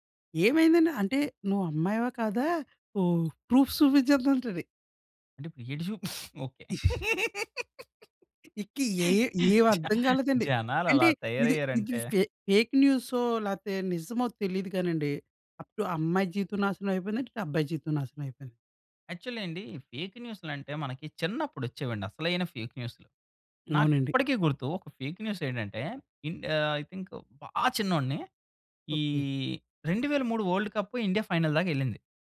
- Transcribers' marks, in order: in English: "ప్రూఫ్"; giggle; other background noise; giggle; in English: "ఫే ఫేక్"; in English: "యాక్చువల్లీ"; in English: "ఫేక్"; in English: "ఫేక్"; in English: "ఐ థింక్"; in English: "వోల్డ్"; in English: "ఫైనల్‌దాకెళ్ళింది"
- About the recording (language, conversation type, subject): Telugu, podcast, నకిలీ వార్తలు వ్యాపించడానికి ప్రధాన కారణాలు ఏవని మీరు భావిస్తున్నారు?